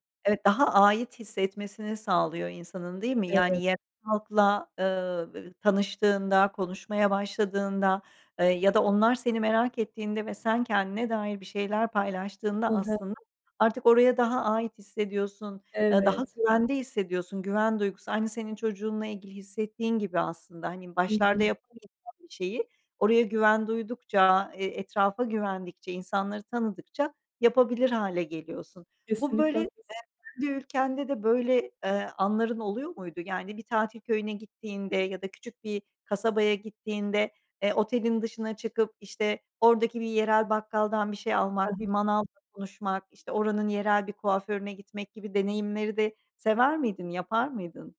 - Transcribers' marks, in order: other background noise; unintelligible speech
- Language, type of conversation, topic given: Turkish, podcast, Yerel halkla yaşadığın sıcak bir anıyı paylaşır mısın?